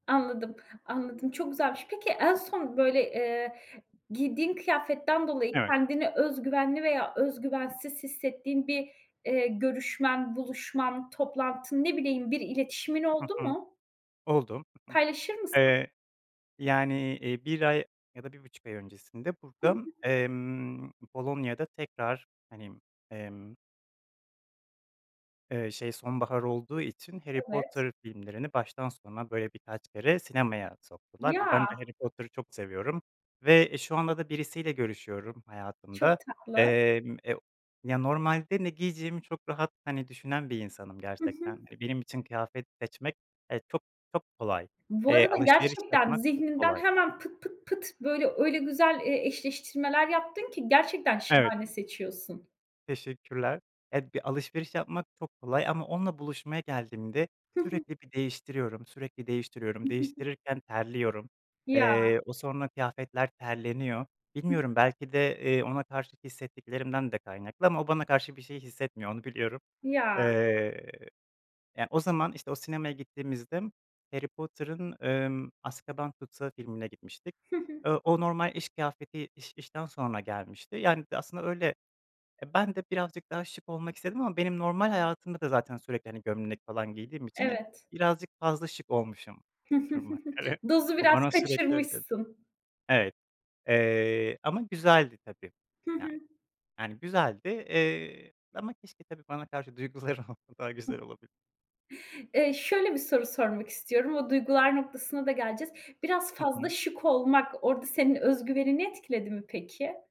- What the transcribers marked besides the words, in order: chuckle; chuckle; unintelligible speech
- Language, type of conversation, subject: Turkish, podcast, Bir kıyafet seni neden daha özgüvenli hissettirir?